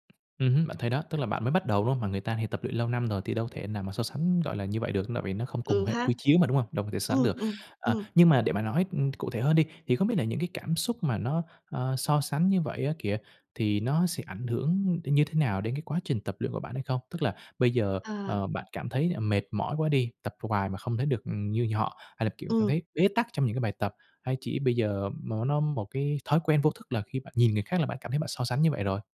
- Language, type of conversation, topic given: Vietnamese, advice, Làm thế nào để bớt tự ti về vóc dáng khi tập luyện cùng người khác?
- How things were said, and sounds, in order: tapping